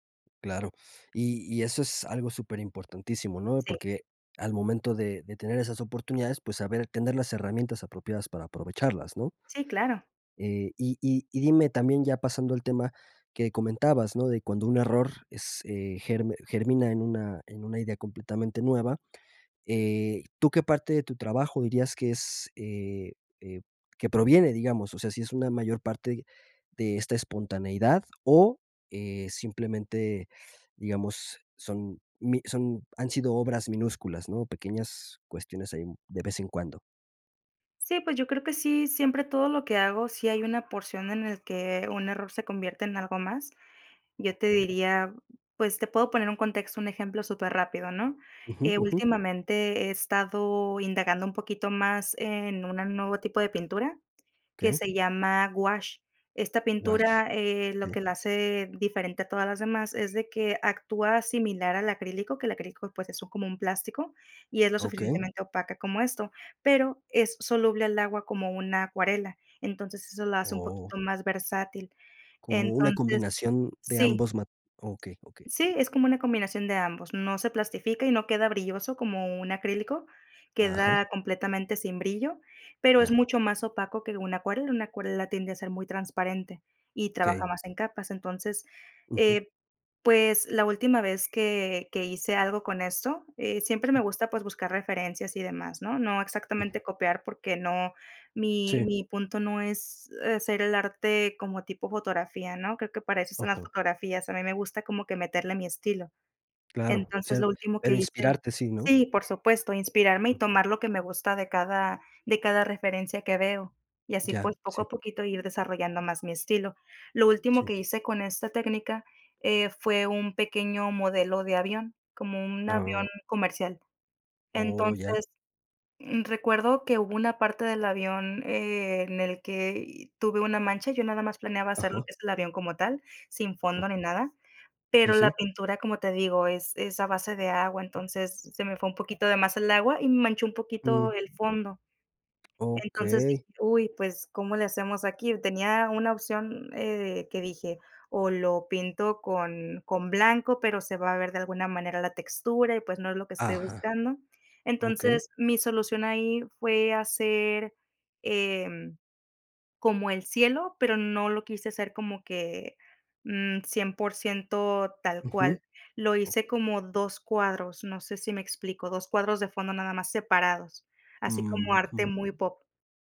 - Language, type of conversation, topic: Spanish, podcast, ¿Qué papel juega el error en tu proceso creativo?
- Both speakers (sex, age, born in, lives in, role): female, 30-34, Mexico, Mexico, guest; male, 25-29, Mexico, Mexico, host
- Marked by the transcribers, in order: dog barking; other background noise; other noise; background speech; tapping